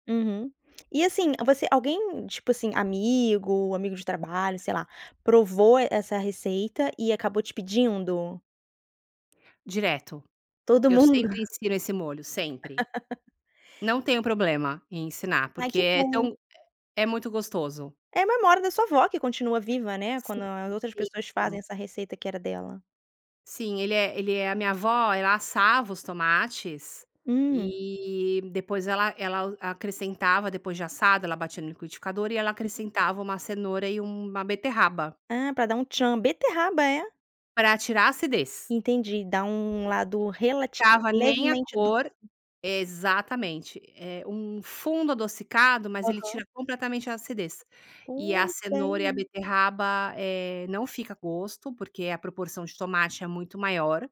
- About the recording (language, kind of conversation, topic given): Portuguese, podcast, Que prato dos seus avós você ainda prepara?
- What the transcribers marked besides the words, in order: laugh; unintelligible speech